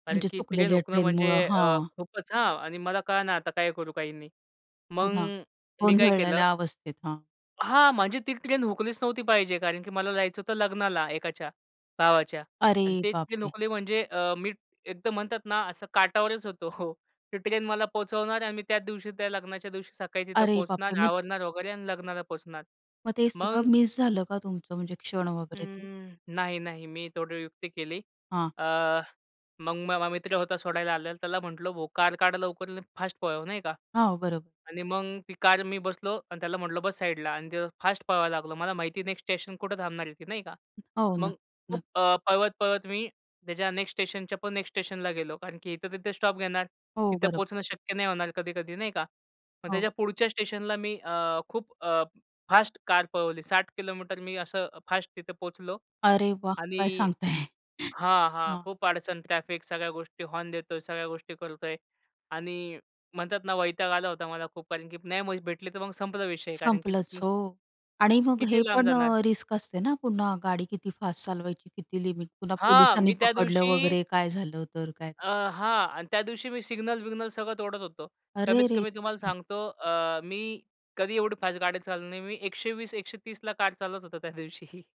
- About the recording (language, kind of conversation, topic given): Marathi, podcast, कधी तुमची ट्रेन किंवा बस चुकली आहे का, आणि त्या वेळी तुम्ही काय केलं?
- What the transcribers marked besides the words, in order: other background noise; laughing while speaking: "होतो"; tapping; other noise; laughing while speaking: "सांगताय?"; in English: "रिस्क"; laughing while speaking: "त्या दिवशी"